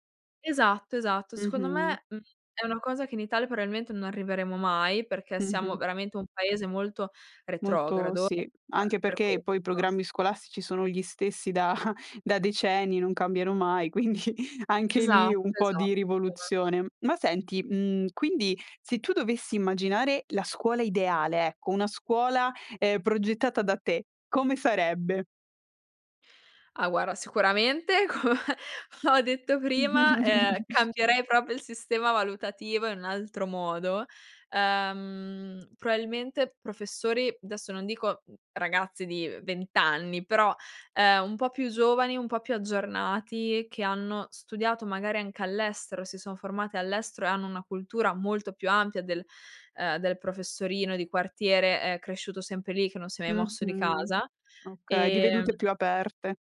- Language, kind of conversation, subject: Italian, podcast, Com'è la scuola ideale secondo te?
- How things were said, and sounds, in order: "probabilmente" said as "proabilmente"; other background noise; laughing while speaking: "da"; laughing while speaking: "quindi"; "guarda" said as "guara"; laughing while speaking: "come ho"; chuckle; "proprio" said as "propio"; "probabilmente" said as "proabilmente"; tapping